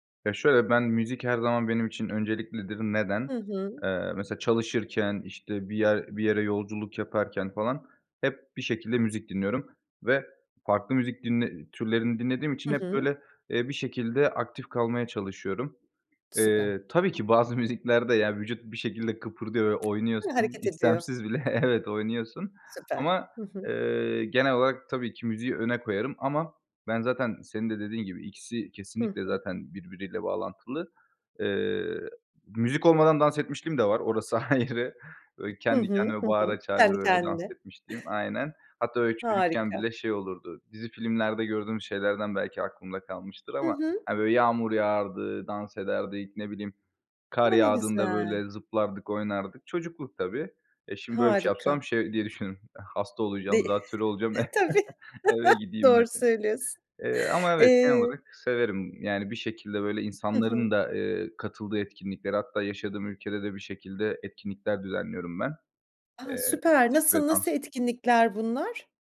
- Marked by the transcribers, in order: chuckle; chuckle
- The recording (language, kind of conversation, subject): Turkish, podcast, Müzik ve dans sizi nasıl bir araya getirir?